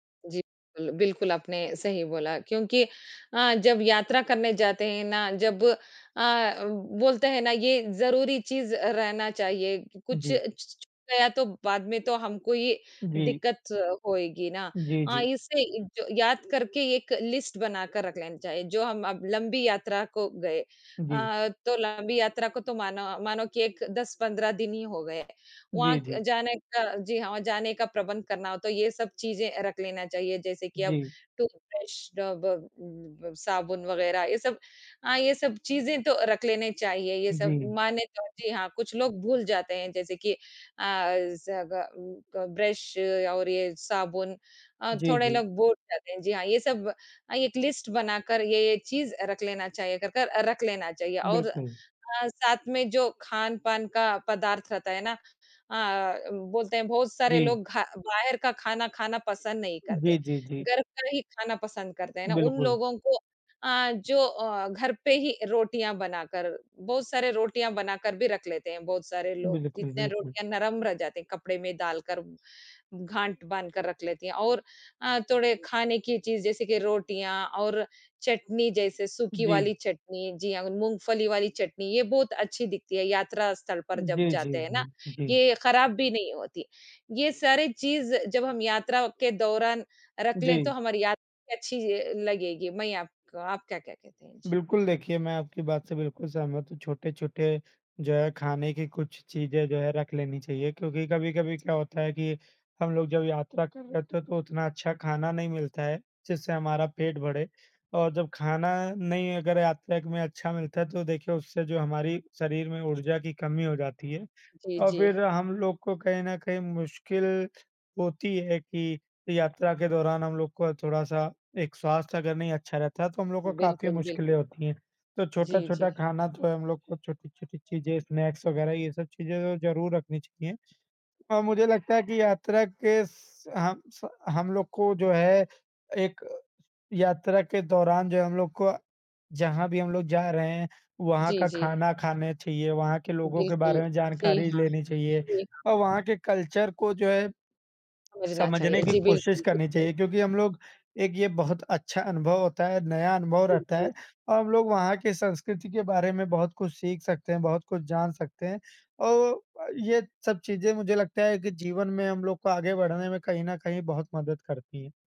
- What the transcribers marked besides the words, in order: in English: "लिस्ट"; in English: "लिस्ट"; "गाँठ" said as "घाँट"; in English: "स्नैक्स"; in English: "कल्चर"; other background noise
- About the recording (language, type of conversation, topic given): Hindi, unstructured, यात्रा करते समय सबसे ज़रूरी चीज़ क्या होती है?